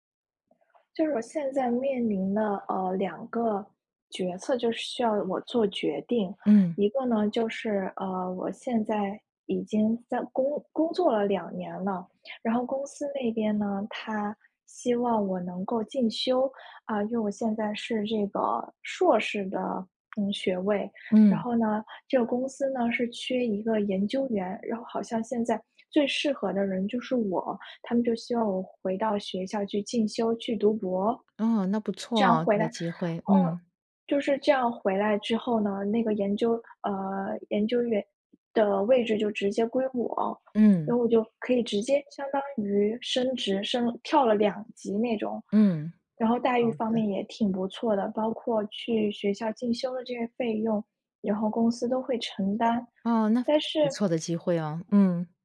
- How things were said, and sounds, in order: none
- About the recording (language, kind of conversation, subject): Chinese, advice, 我该如何决定是回校进修还是参加新的培训？